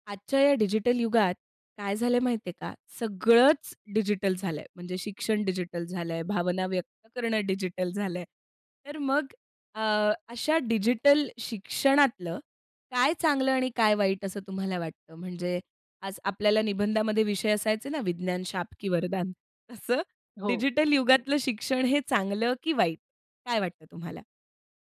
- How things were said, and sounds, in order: none
- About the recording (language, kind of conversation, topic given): Marathi, podcast, डिजिटल शिक्षणामुळे काय चांगलं आणि वाईट झालं आहे?